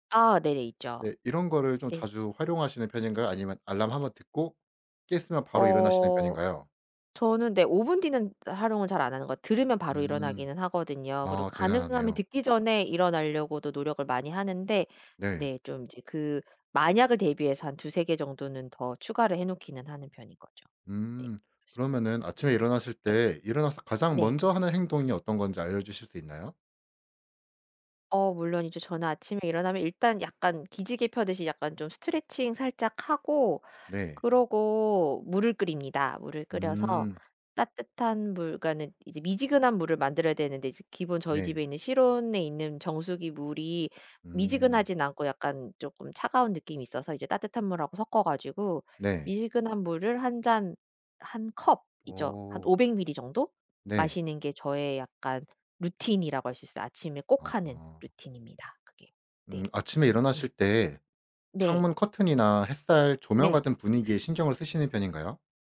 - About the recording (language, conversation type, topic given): Korean, podcast, 아침 일과는 보통 어떻게 되세요?
- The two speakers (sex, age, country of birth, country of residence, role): female, 40-44, South Korea, United States, guest; male, 25-29, South Korea, South Korea, host
- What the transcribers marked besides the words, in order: other background noise; laugh